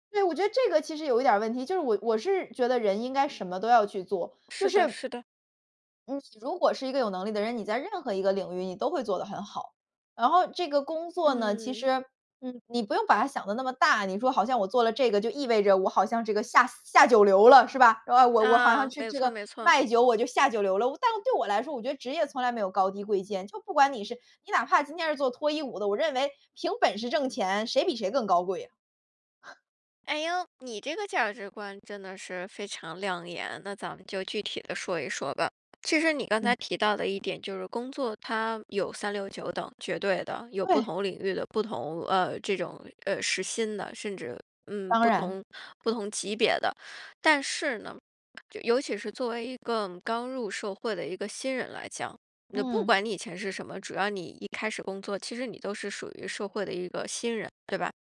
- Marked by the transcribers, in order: chuckle; other background noise
- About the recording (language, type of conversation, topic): Chinese, podcast, 工作对你来说代表了什么？